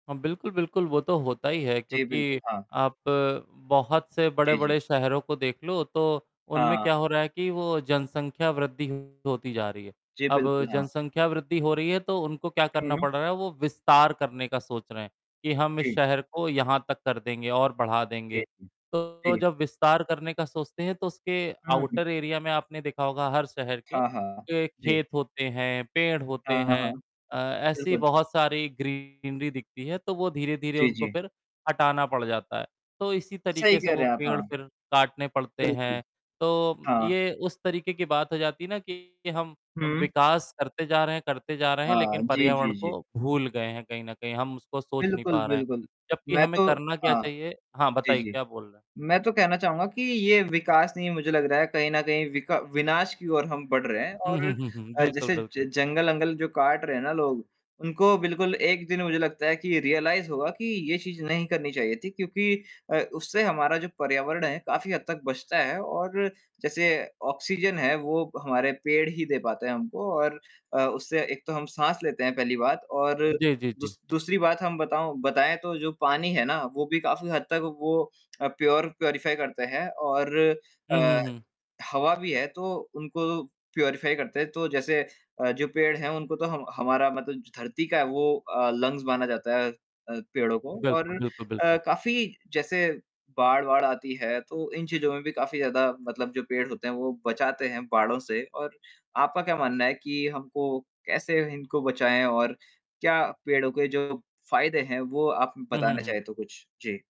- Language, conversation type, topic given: Hindi, unstructured, क्या आपको लगता है कि जंगलों की कटाई रोकना ज़रूरी है, और क्यों?
- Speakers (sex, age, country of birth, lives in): male, 20-24, India, India; male, 30-34, India, India
- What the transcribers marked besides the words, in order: other background noise; mechanical hum; distorted speech; static; in English: "आउटर एरिया"; in English: "ग्रीनरी"; in English: "रियलाइज़"; tapping; in English: "प्योर प्यूरीफ़ाई"; in English: "प्यूरीफ़ाई"; in English: "लंग्स"